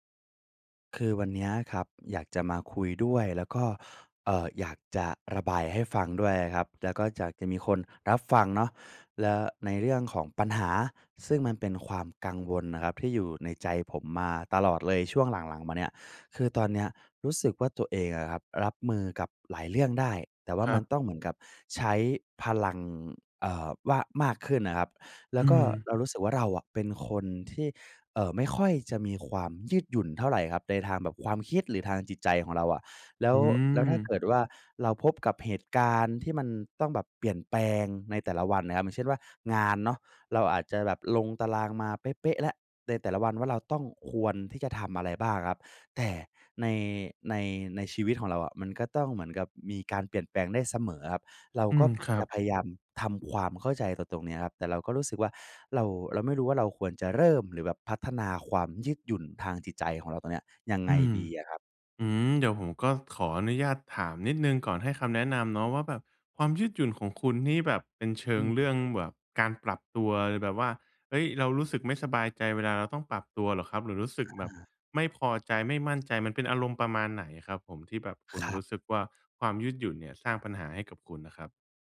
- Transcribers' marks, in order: none
- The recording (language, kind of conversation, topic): Thai, advice, ฉันจะสร้างความยืดหยุ่นทางจิตใจได้อย่างไรเมื่อเจอการเปลี่ยนแปลงและความไม่แน่นอนในงานและชีวิตประจำวันบ่อยๆ?